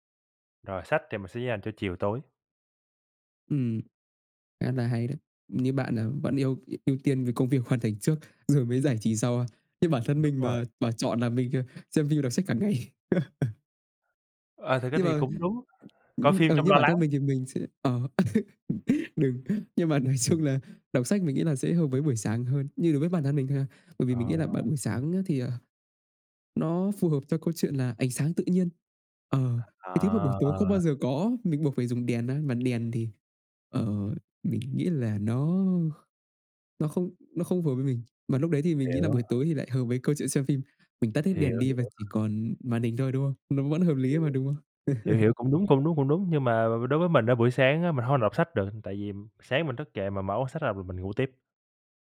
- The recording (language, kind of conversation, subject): Vietnamese, unstructured, Bạn thường dựa vào những yếu tố nào để chọn xem phim hay đọc sách?
- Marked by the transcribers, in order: tapping; laughing while speaking: "ngày"; laugh; other background noise; laugh; laughing while speaking: "chung"; laugh